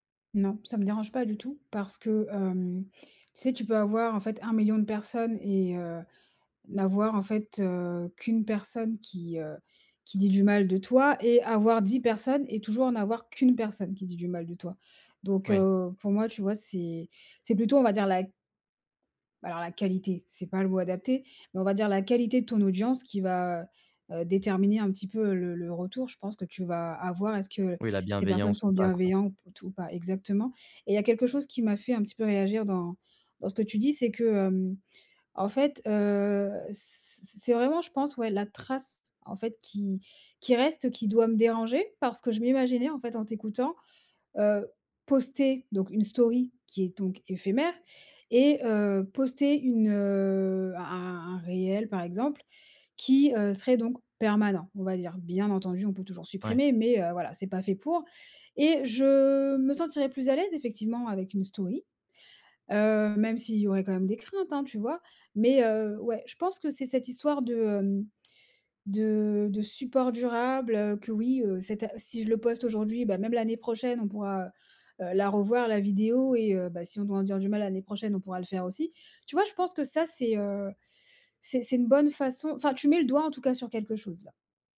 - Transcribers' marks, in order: in English: "story"
- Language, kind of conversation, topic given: French, advice, Comment gagner confiance en soi lorsque je dois prendre la parole devant un groupe ?